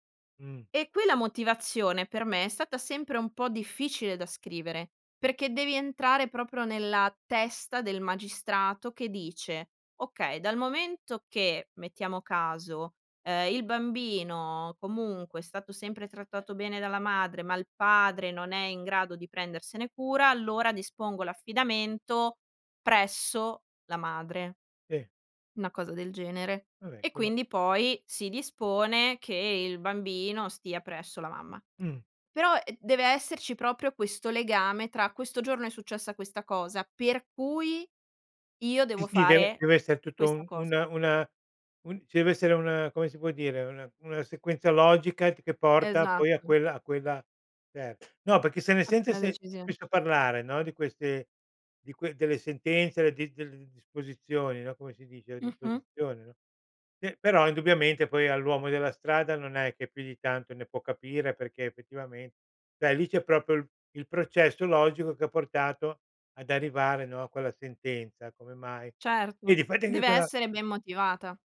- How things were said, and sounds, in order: other background noise; "Vabbè" said as "abè"; tapping; "perché" said as "pecché"; "cioè" said as "ceh"; "proprio" said as "propio"; throat clearing
- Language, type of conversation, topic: Italian, podcast, Ti capita di sentirti "a metà" tra due mondi? Com'è?